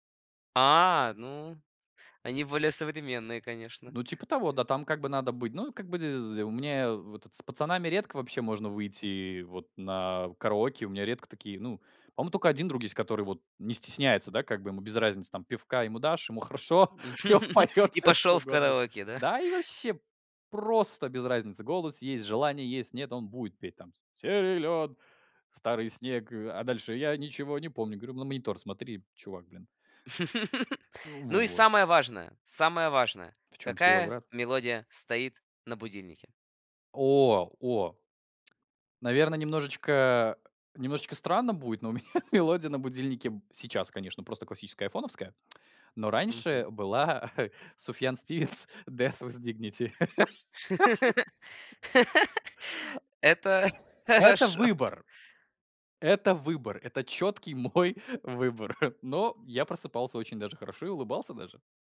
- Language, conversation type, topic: Russian, podcast, Какая песня могла бы стать саундтреком вашей жизни?
- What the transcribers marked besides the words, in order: laugh; laughing while speaking: "хорошо, и он поет всё, что угодно"; singing: "Силен, старый снег"; laugh; other background noise; laughing while speaking: "но"; laughing while speaking: "была"; laughing while speaking: "Death with dignity"; laugh; laughing while speaking: "Это хорошо"; laugh; laughing while speaking: "мой"; chuckle